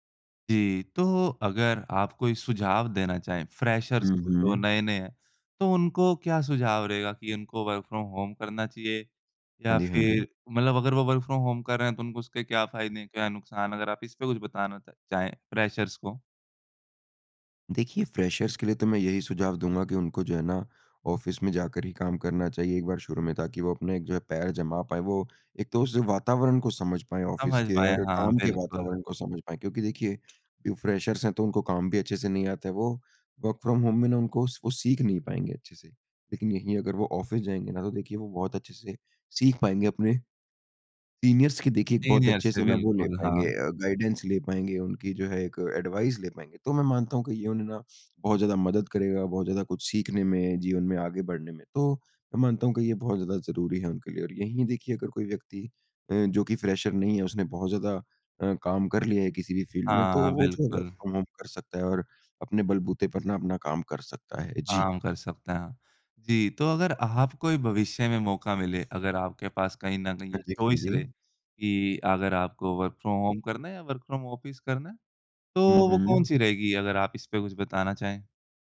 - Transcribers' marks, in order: in English: "फ्रेशर्स"; in English: "वर्क़ फ्रॉम होम"; in English: "वर्क़ फ्रॉम होम"; in English: "फ्रेशर्स"; in English: "फ्रेशर्स"; in English: "ऑफ़िस"; in English: "ऑफ़िस"; in English: "फ्रेशर्स"; in English: "वर्क फ्रॉम होम"; in English: "ऑफ़िस"; in English: "सीनियर्स"; in English: "गाइडेंस"; in English: "एडवाइस"; in English: "फ्रेशर"; in English: "फ़ील्ड"; in English: "वर्क फ्रॉम होम"; in English: "चॉइस"; in English: "वर्क फ्रॉम होम"; in English: "वर्क फ्रॉम ऑफ़िस"
- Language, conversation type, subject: Hindi, podcast, वर्क‑फ्रॉम‑होम के सबसे बड़े फायदे और चुनौतियाँ क्या हैं?